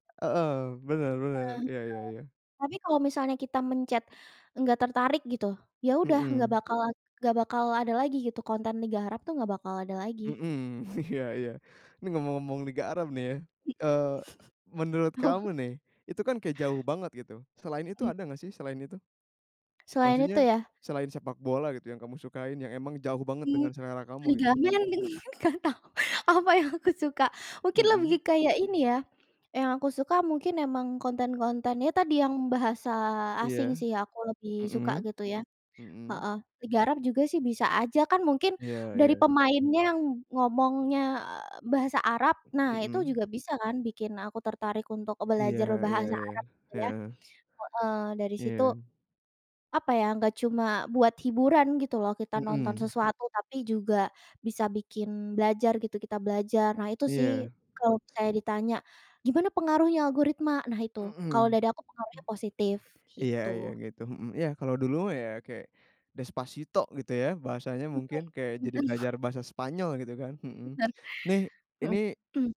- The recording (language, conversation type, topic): Indonesian, podcast, Bagaimana pengaruh algoritma terhadap selera tontonan kita?
- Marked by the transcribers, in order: tapping; laughing while speaking: "iya iya"; chuckle; laughing while speaking: "Apa?"; chuckle; laughing while speaking: "Nggak tau. Apa yang aku suka"; other background noise; chuckle; throat clearing